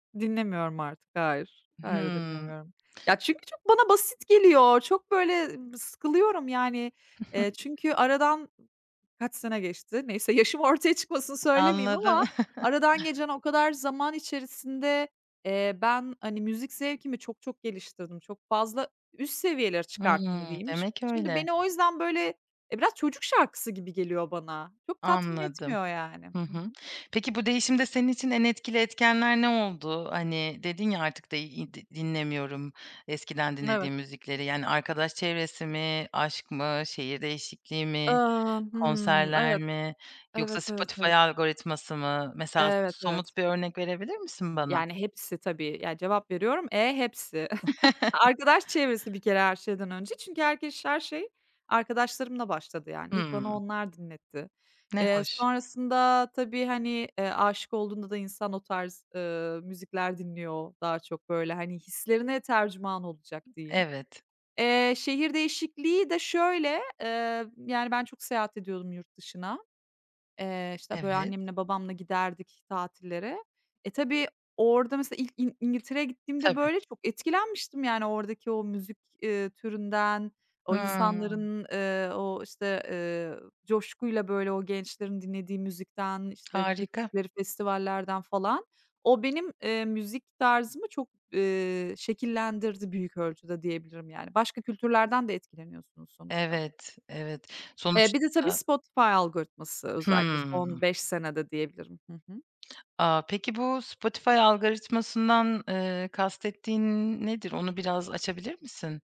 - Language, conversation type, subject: Turkish, podcast, Müzik zevkinde zamanla ne gibi değişiklikler oldu, somut bir örnek verebilir misin?
- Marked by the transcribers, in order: other background noise; chuckle; other noise; chuckle; laugh; chuckle; "algoritmasından" said as "algaritmasından"